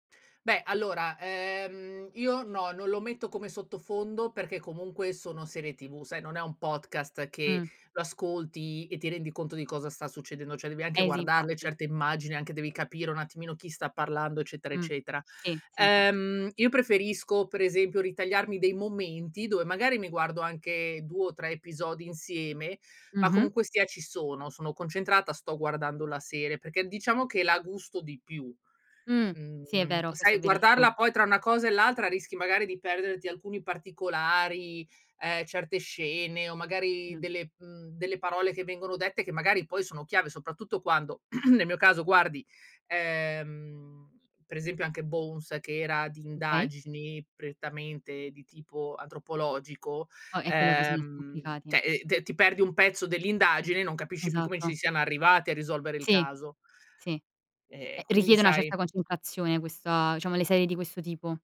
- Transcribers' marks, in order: "cioè" said as "ceh"; throat clearing
- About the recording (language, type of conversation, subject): Italian, podcast, Come descriveresti la tua esperienza con la visione in streaming e le maratone di serie o film?